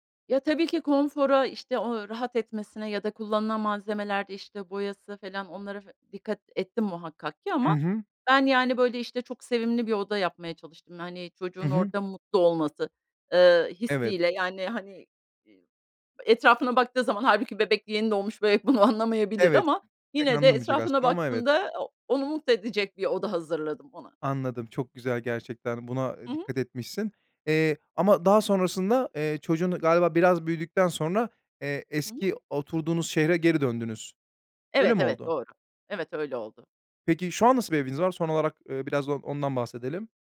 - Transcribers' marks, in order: laughing while speaking: "anlamayabilir"
- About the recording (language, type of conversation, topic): Turkish, podcast, Sıkışık bir evde düzeni nasıl sağlayabilirsin?